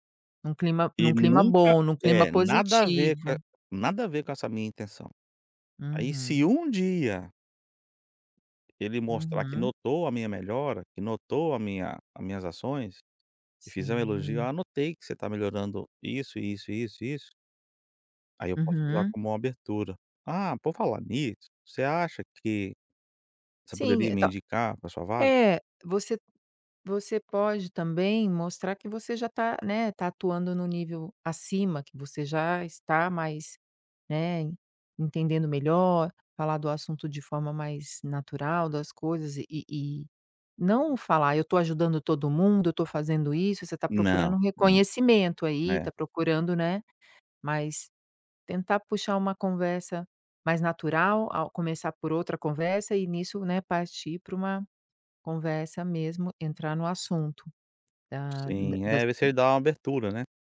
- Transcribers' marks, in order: tapping; other background noise
- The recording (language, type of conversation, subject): Portuguese, advice, Como pedir uma promoção ao seu gestor após resultados consistentes?